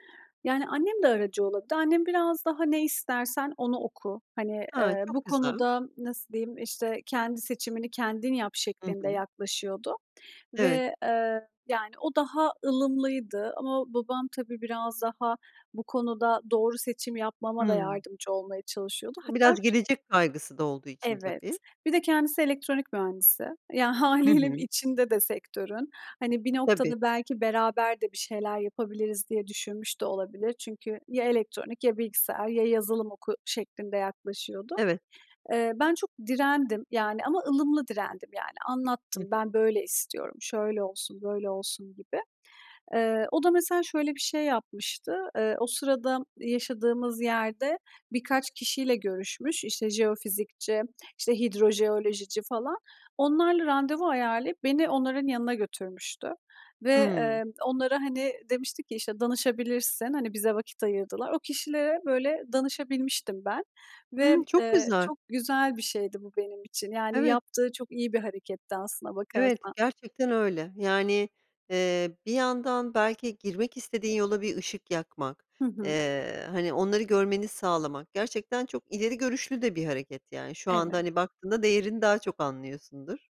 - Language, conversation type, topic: Turkish, podcast, Ailenin kariyer seçimine müdahalesi
- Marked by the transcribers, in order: other background noise; laughing while speaking: "hâliyle"